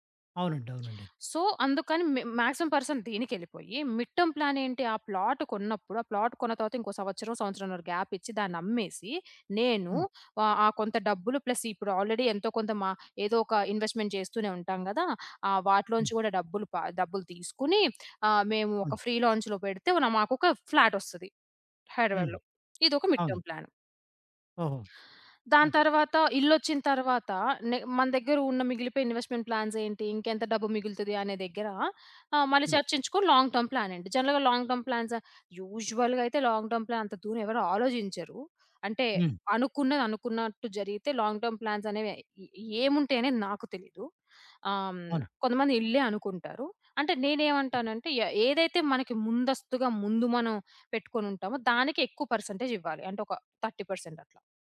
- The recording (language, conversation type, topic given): Telugu, podcast, ఆర్థిక విషయాలు జంటలో ఎలా చర్చిస్తారు?
- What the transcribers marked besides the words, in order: in English: "సో"; in English: "మాక్సిమం పర్సంట్"; in English: "మిడ్ టర్మ్"; in English: "ప్లాట్"; in English: "ప్లాట్"; in English: "ప్లస్"; in English: "ఆల్రెడీ"; in English: "ఇన్వెస్ట్‌మెంట్"; in English: "ఫ్రీ లాంచ్‌లో"; "హైదరాబాద్‌లో" said as "హైడ్రాబాడ్‌లో"; other background noise; in English: "మిడ్ టర్మ్"; in English: "ఇన్వెస్ట్‌మెంట్"; in English: "లాంగ్ టర్మ్"; in English: "జనరల్‌గా లాంగ్ టర్మ్ ప్లాన్స్ యూజువల్‌గా"; in English: "లాంగ్ టర్మ్ ప్లాన్"; in English: "లాంగ్ టర్మ్"; in English: "పర్సెంటేజ్"; in English: "థర్టీ పర్సెంట్"